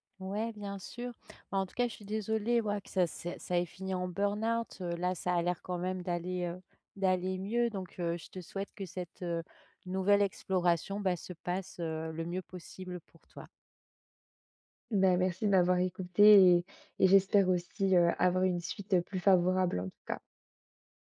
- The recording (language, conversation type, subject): French, advice, Comment puis-je rester fidèle à moi-même entre ma vie réelle et ma vie en ligne ?
- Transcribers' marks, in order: "ouais" said as "oua"